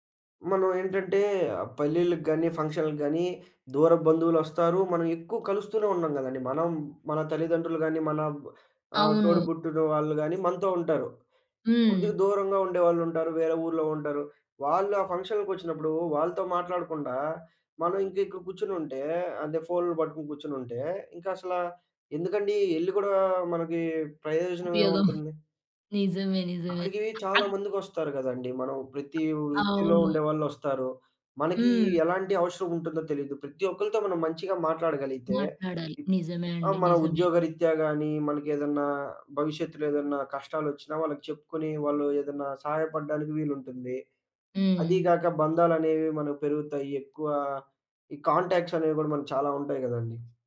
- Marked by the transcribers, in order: other background noise; in English: "ఫంక్షన్‌లకి"; giggle; in English: "కాంటాక్ట్స్"
- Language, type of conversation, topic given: Telugu, podcast, కంప్యూటర్, ఫోన్ వాడకంపై పరిమితులు ఎలా పెట్టాలి?